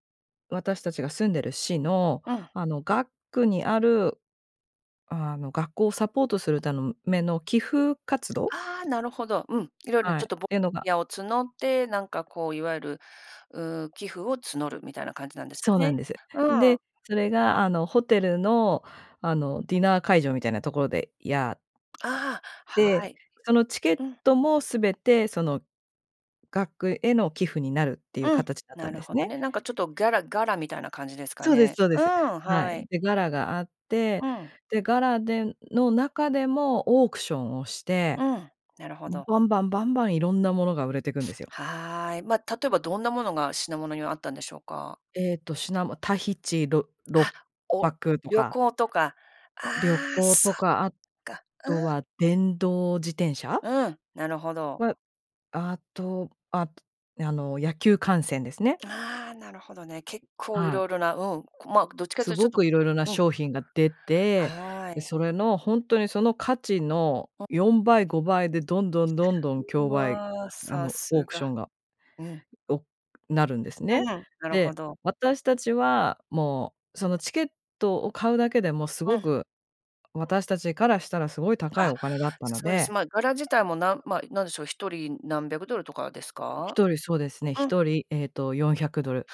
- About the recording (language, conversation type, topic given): Japanese, advice, 友人と生活を比べられて焦る気持ちをどう整理すればいいですか？
- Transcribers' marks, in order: unintelligible speech; other noise